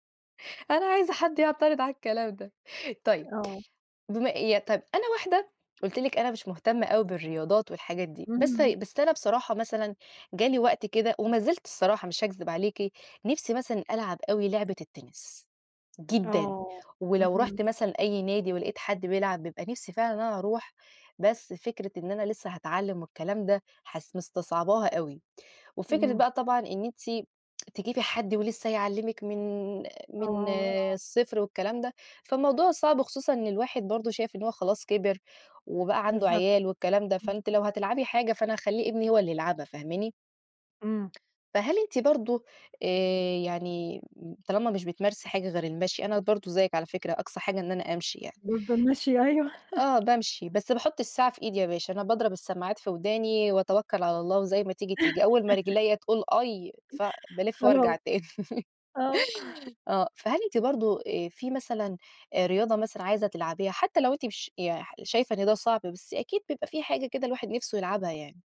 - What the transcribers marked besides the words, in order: tapping; laughing while speaking: "أيوه"; chuckle; laughing while speaking: "تاني"
- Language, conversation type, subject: Arabic, unstructured, هل بتفضل تتمرن في البيت ولا في الجيم؟